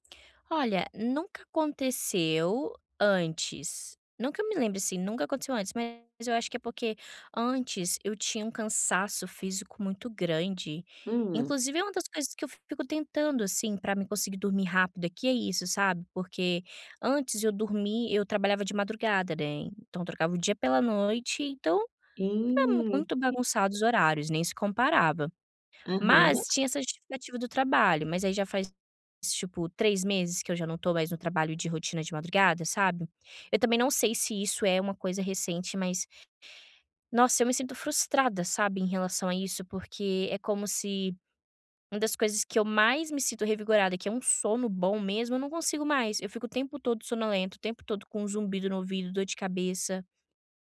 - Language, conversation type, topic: Portuguese, advice, Como posso criar uma rotina de sono regular?
- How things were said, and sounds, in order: unintelligible speech; tapping